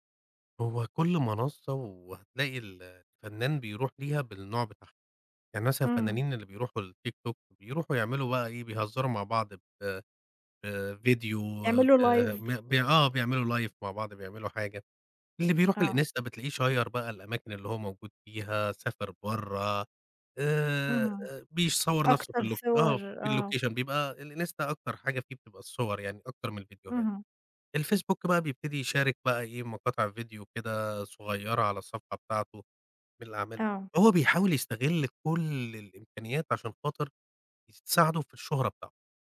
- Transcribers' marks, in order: in English: "Live"; in English: "Live"; in English: "شيّر"; tapping; in English: "الLocation"
- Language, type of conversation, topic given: Arabic, podcast, إيه دور السوشال ميديا في شهرة الفنانين من وجهة نظرك؟